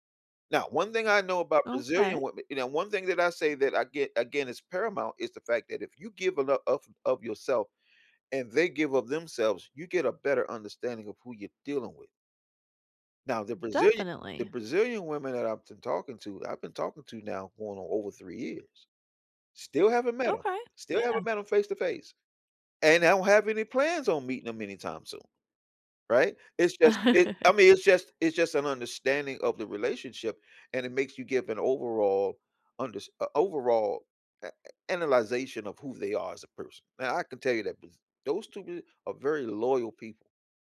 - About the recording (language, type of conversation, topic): English, unstructured, How can I keep a long-distance relationship feeling close without constant check-ins?
- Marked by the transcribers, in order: tapping; chuckle